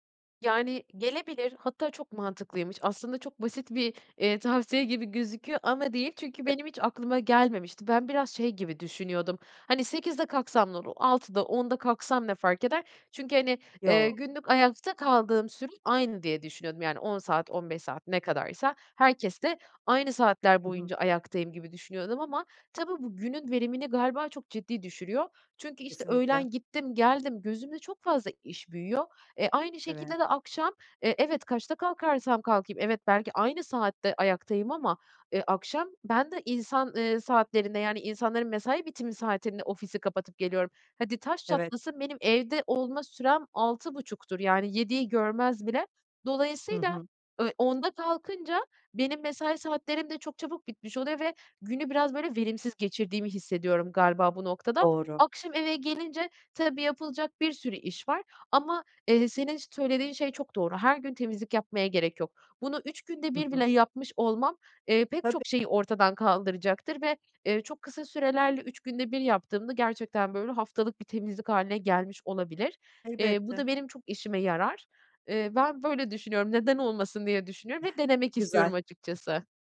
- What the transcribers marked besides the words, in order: other noise; tapping
- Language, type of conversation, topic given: Turkish, advice, Günlük karar yorgunluğunu azaltmak için önceliklerimi nasıl belirleyip seçimlerimi basitleştirebilirim?